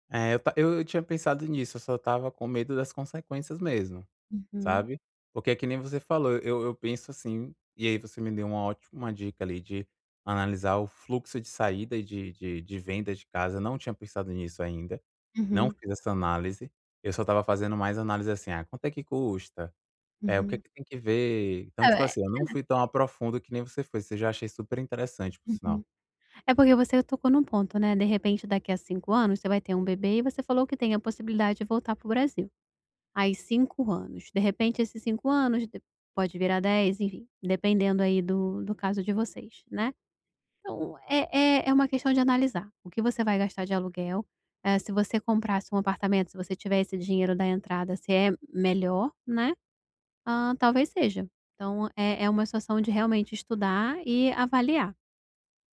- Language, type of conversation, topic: Portuguese, advice, Como posso avaliar o impacto futuro antes de agir por impulso?
- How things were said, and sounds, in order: none